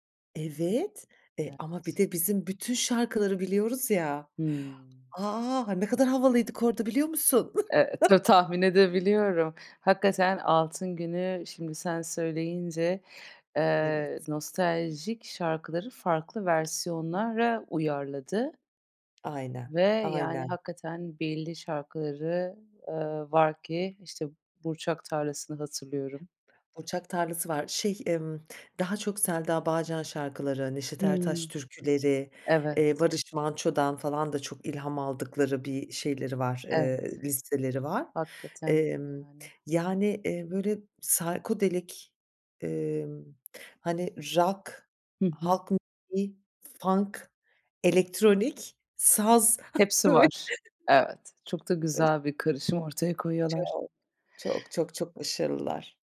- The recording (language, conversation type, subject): Turkish, podcast, Nostalji neden bu kadar insanı cezbediyor, ne diyorsun?
- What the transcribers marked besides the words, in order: other background noise; chuckle; tapping; other noise; in English: "psychodelic"; in English: "funk"; chuckle; unintelligible speech